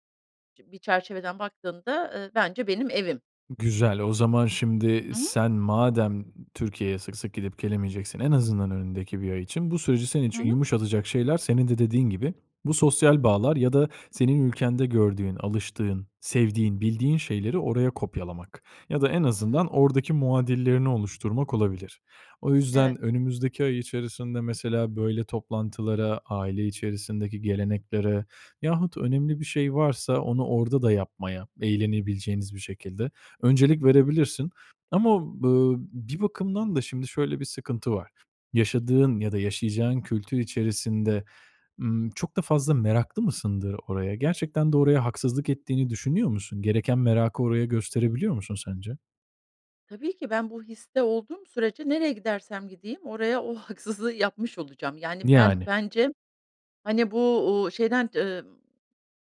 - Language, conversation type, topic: Turkish, advice, Yeni bir şehre taşınmaya karar verirken nelere dikkat etmeliyim?
- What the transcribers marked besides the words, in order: none